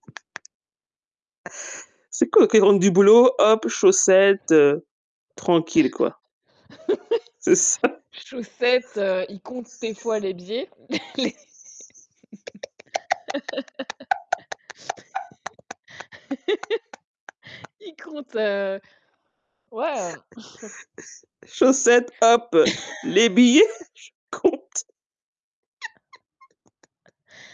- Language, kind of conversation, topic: French, unstructured, Qu’est-ce qui te rend heureux au quotidien ?
- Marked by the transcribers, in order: tapping; laugh; laughing while speaking: "C'est ça"; laugh; chuckle; laugh; laughing while speaking: "il compte, heu"; static; chuckle; laugh; laughing while speaking: "billets, je compte"; chuckle; laugh